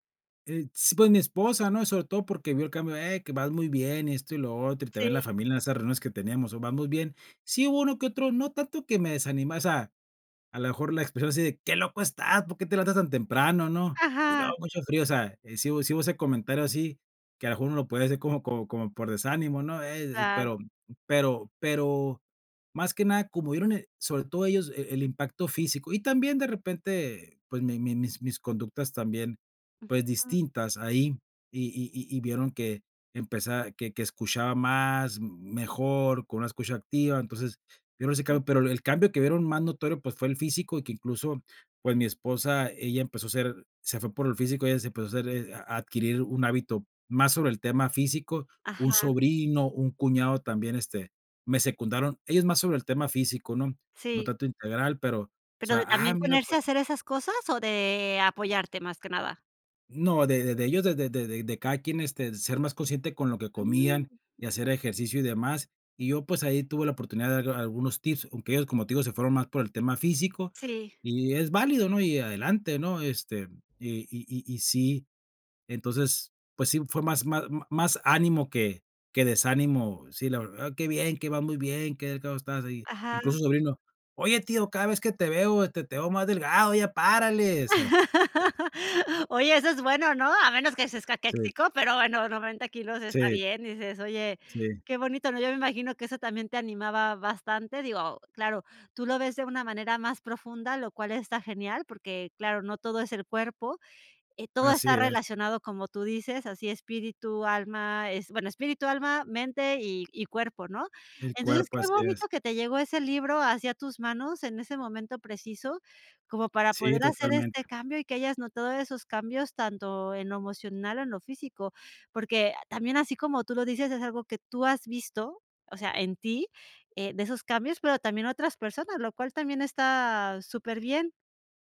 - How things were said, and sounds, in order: other noise; drawn out: "de"; other background noise; laugh
- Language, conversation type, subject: Spanish, podcast, ¿Qué hábito diario tiene más impacto en tu bienestar?